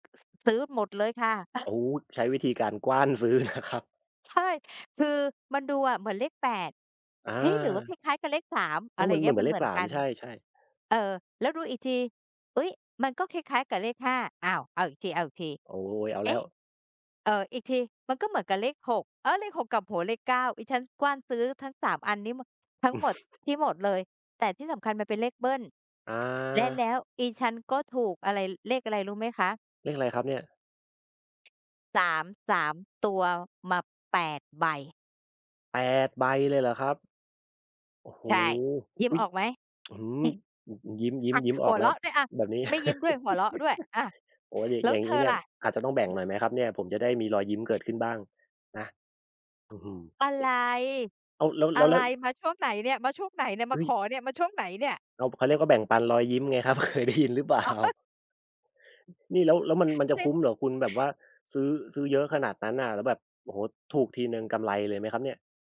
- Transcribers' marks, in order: other background noise; laughing while speaking: "ซื้อนะครับ"; chuckle; tapping; laugh; chuckle; laughing while speaking: "เคยได้ยินหรือเปล่า ?"; laughing while speaking: "อ๋อ"; laughing while speaking: "เซ็ก"
- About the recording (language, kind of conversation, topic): Thai, unstructured, ความทรงจำอะไรที่ทำให้คุณยิ้มได้เสมอ?